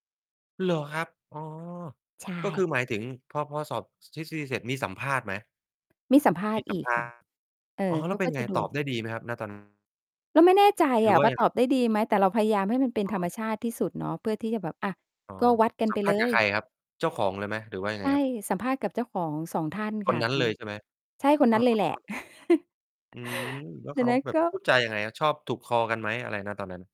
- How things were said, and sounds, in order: distorted speech; tapping; chuckle
- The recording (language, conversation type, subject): Thai, podcast, คุณได้เรียนรู้อะไรหนึ่งอย่างจากการเปลี่ยนงานครั้งล่าสุดของคุณ?